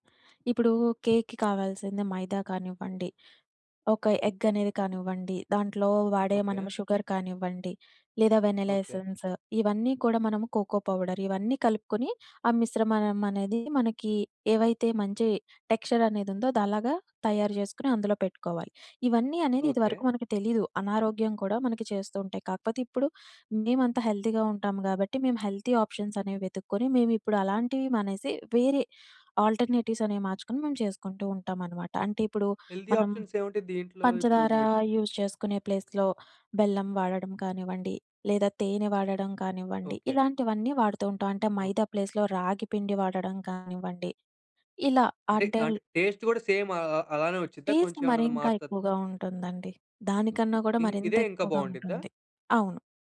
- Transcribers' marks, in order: in English: "కేక్‌కి"; in English: "షుగర్"; in English: "వెనెలా"; in English: "కోకో పౌడర్"; "మిశ్రమమనేది" said as "మిశ్రమనంమనేది"; in English: "హెల్దీగా"; in English: "హెల్తీ"; in English: "హెల్దీ"; in English: "యూజ్"; in English: "ప్లేస్‌లో"; in English: "ప్లేస్‌లో"; in English: "టేస్ట్"; in English: "సేమ్"; in English: "టేస్ట్"
- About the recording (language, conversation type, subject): Telugu, podcast, ఆ వంటకానికి సంబంధించిన ఒక చిన్న కథను చెప్పగలరా?